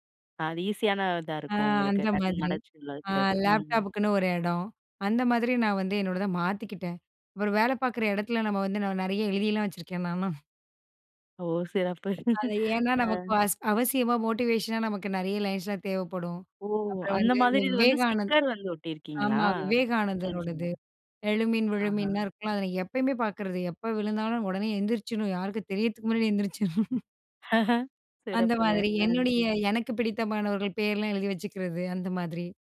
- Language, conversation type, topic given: Tamil, podcast, வீட்டிலிருந்து வேலை செய்ய தனியான இடம் அவசியமா, அதை நீங்கள் எப்படிப் அமைப்பீர்கள்?
- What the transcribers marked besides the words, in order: other noise; chuckle; laugh; laughing while speaking: "ஆ"; in English: "மோட்டிவேஷனா"; in English: "ஸ்டிக்கர்"; laugh